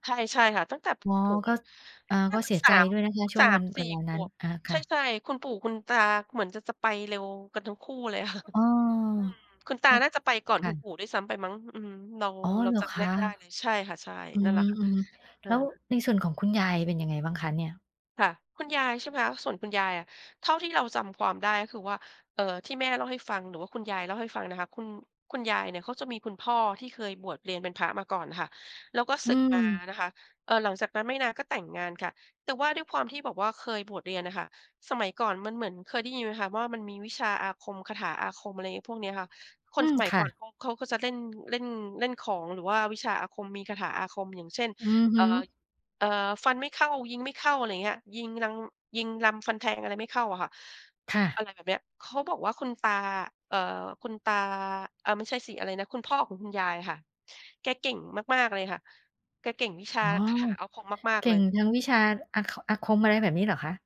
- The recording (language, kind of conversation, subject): Thai, podcast, เรื่องเล่าจากปู่ย่าตายายที่คุณยังจำได้มีเรื่องอะไรบ้าง?
- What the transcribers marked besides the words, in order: chuckle; other background noise